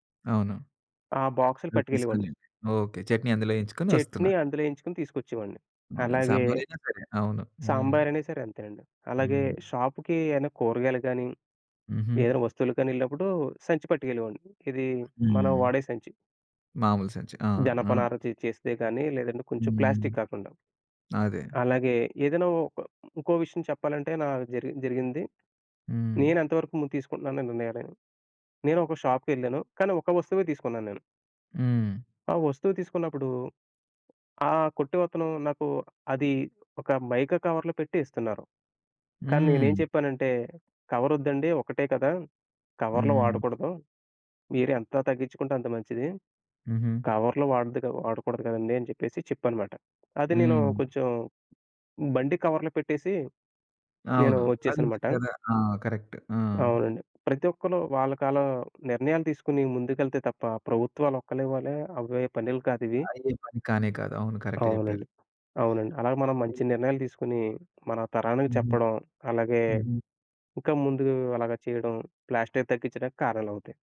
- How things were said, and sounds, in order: in English: "షాప్‌కి"; in English: "షాప్"; tapping; in English: "మైకా కవర్‌లో"; other background noise; in English: "కరెక్ట్"; in English: "కరెక్ట్"; unintelligible speech
- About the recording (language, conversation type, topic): Telugu, podcast, మీ ఇంట్లో ప్లాస్టిక్ వినియోగాన్ని తగ్గించడానికి మీరు ఎలాంటి మార్పులు చేస్తారు?